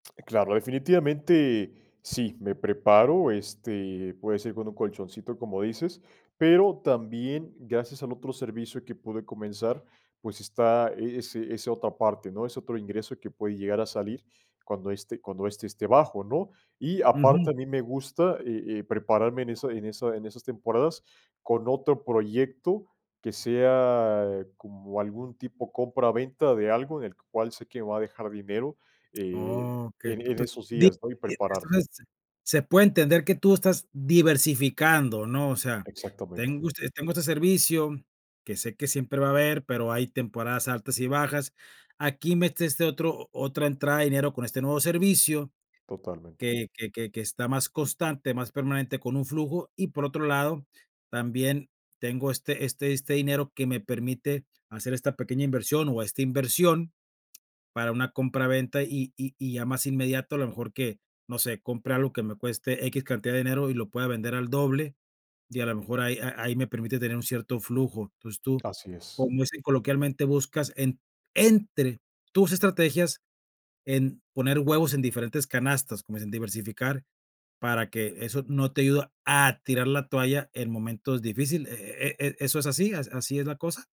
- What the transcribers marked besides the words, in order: stressed: "entre"
- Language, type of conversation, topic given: Spanish, podcast, ¿Qué estrategias usas para no tirar la toalla cuando la situación se pone difícil?